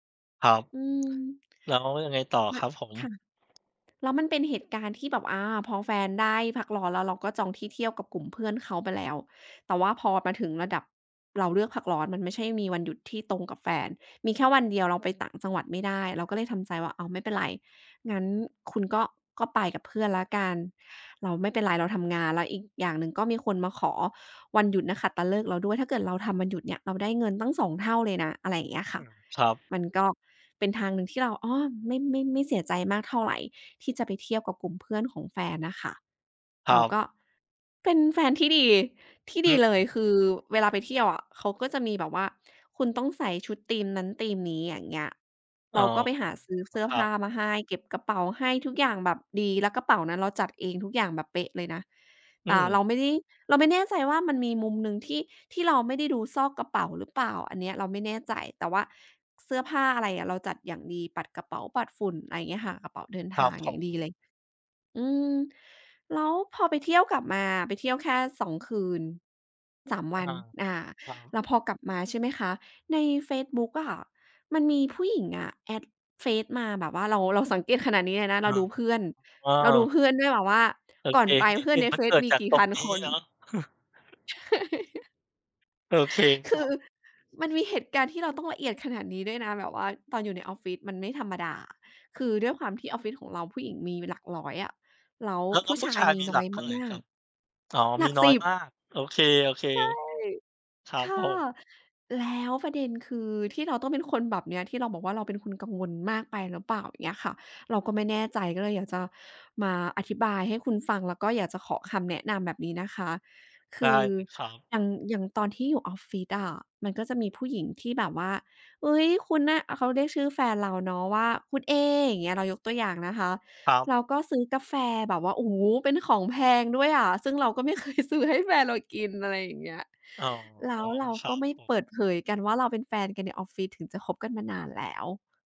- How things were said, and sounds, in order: other background noise; unintelligible speech; giggle; chuckle; stressed: "หลักสิบ"; laughing while speaking: "ไม่เคยซื้อให้แฟนเรากิน"
- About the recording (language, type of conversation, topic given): Thai, advice, ทำไมคุณถึงสงสัยว่าแฟนกำลังมีความสัมพันธ์ลับหรือกำลังนอกใจคุณ?